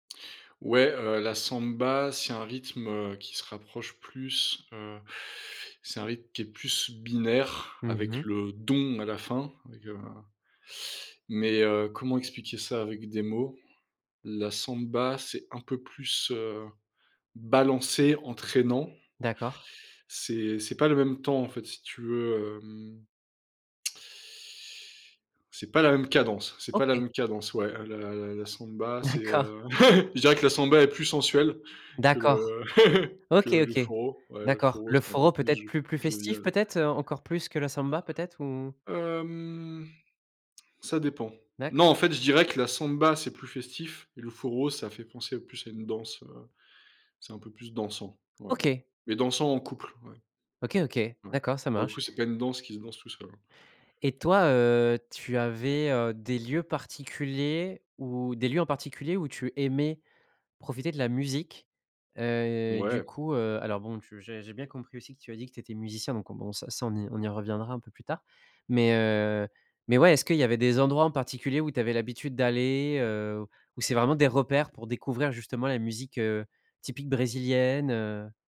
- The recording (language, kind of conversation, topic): French, podcast, En quoi voyager a-t-il élargi ton horizon musical ?
- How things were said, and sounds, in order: stressed: "dong"; laughing while speaking: "D'accord"; laugh; laugh; drawn out: "Hem"